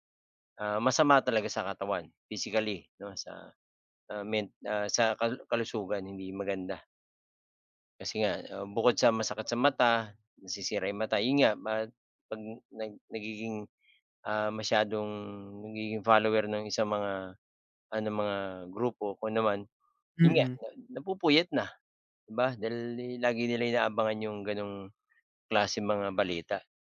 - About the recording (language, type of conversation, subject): Filipino, unstructured, Ano ang palagay mo sa labis na paggamit ng midyang panlipunan bilang libangan?
- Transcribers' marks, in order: other background noise